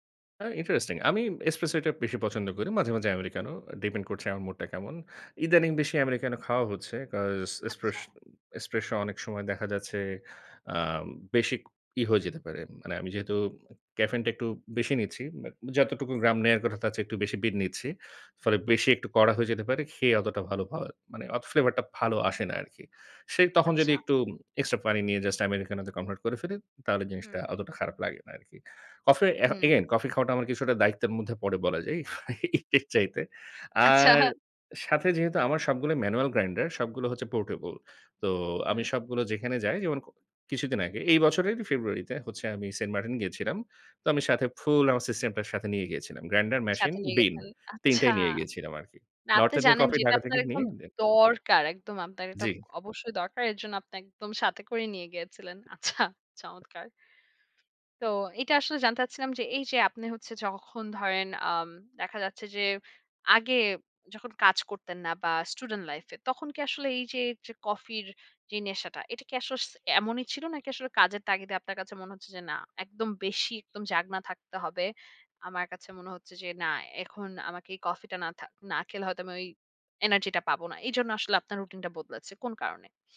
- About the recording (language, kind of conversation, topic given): Bengali, podcast, চা বা কফি নিয়ে আপনার কোনো ছোট্ট রুটিন আছে?
- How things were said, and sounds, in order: in English: "ইন্টারেস্টিং"; in English: "আমেরিকানো ডিপেন্ড"; in English: "মুড"; in English: "কজ এস্প্রেশ এসপ্রেসো"; in English: "ফ্লেভার"; in English: "এক্সট্রা"; in English: "জাস্ট আমেরিকানোতে কনভার্ট"; in English: "এগেইন কফি"; laughing while speaking: "ইফ এর চাইতে"; laughing while speaking: "আচ্ছা"; in English: "ম্যানুয়াল গ্রাইন্ডার"; in English: "পোর্টেবল"; in English: "সিস্টেম"; in English: "গ্রাইন্ডার, মেশিন, বিন"; stressed: "দরকার"; scoff; in English: "স্টুডেন্ট লাইফ"; in English: "এনার্জি"